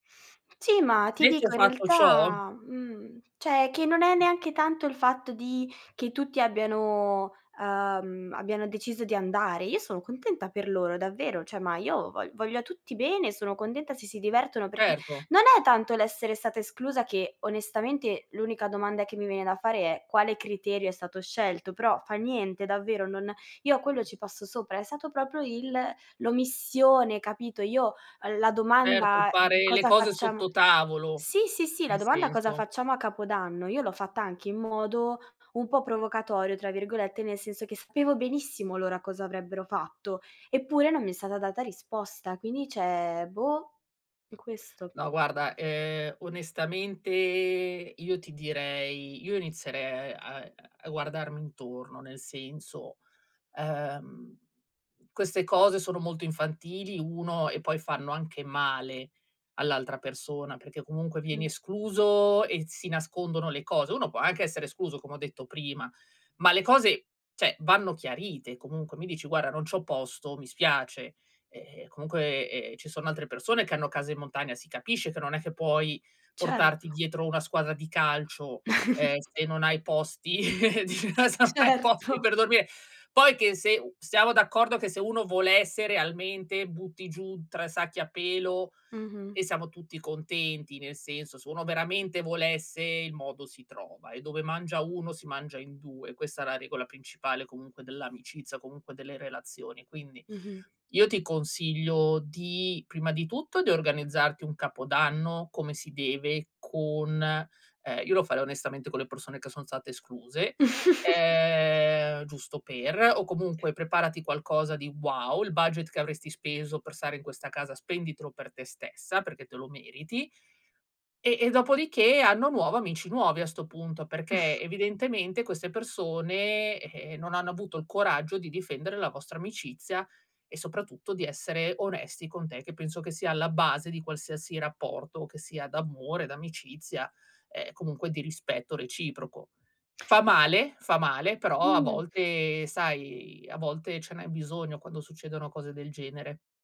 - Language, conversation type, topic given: Italian, advice, Come ti senti quando ti senti escluso da un gruppo di amici?
- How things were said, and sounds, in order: other background noise; "cioè" said as "ceh"; tapping; "cioè" said as "ceh"; "cioè" said as "ceh"; "inizierei" said as "inizere"; "cioè" said as "ceh"; chuckle; laughing while speaking: "se non hai posti per dormire"; laughing while speaking: "Certo"; chuckle; chuckle